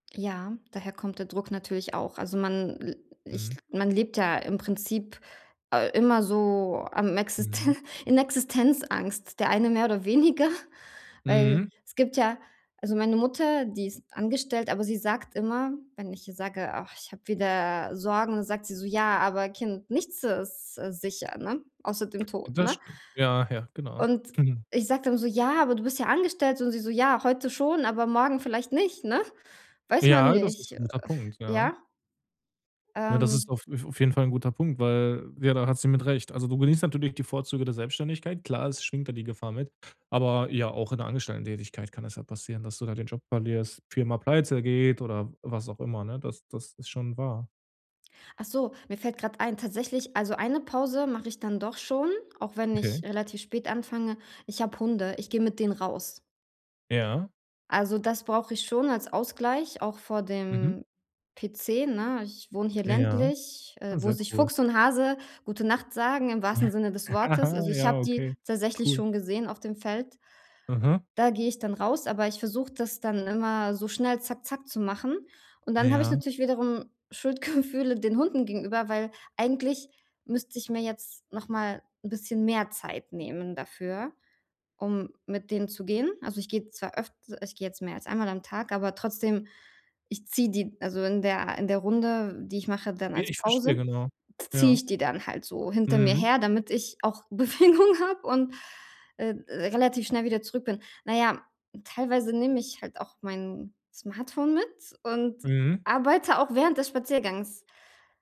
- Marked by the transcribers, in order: other background noise; laughing while speaking: "weniger"; chuckle; snort; chuckle; laughing while speaking: "Schuldgefühle"; laughing while speaking: "Bewegung"
- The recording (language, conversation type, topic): German, advice, Wie kann ich Pausen genießen, ohne dabei Schuldgefühle zu haben?